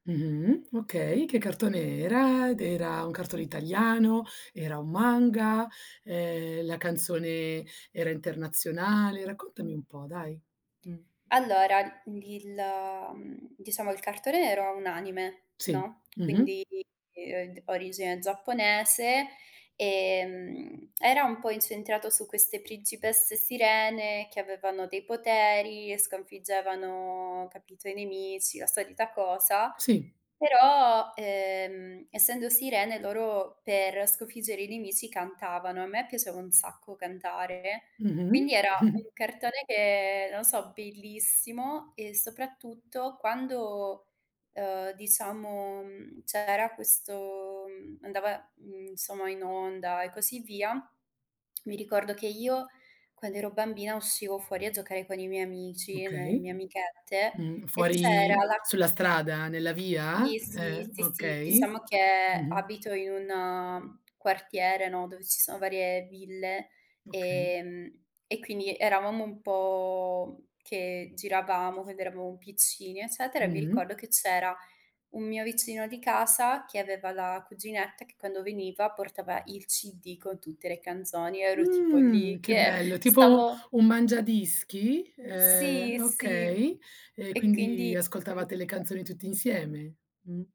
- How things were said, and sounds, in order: other background noise; tapping; chuckle; stressed: "Mhmm"; unintelligible speech
- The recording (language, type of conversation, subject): Italian, podcast, Quale canzone ti riporta subito all’infanzia?